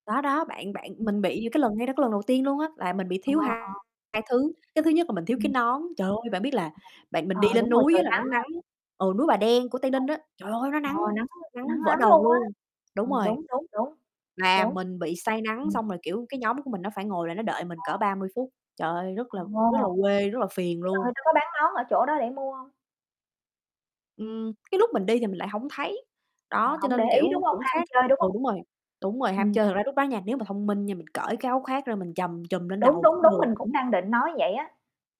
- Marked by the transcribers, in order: distorted speech; tapping; other background noise; unintelligible speech; static; mechanical hum
- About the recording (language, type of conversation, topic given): Vietnamese, unstructured, Kỷ niệm đáng nhớ nhất của bạn trong một buổi dã ngoại với bạn bè là gì?
- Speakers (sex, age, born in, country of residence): female, 30-34, Vietnam, United States; female, 55-59, Vietnam, Vietnam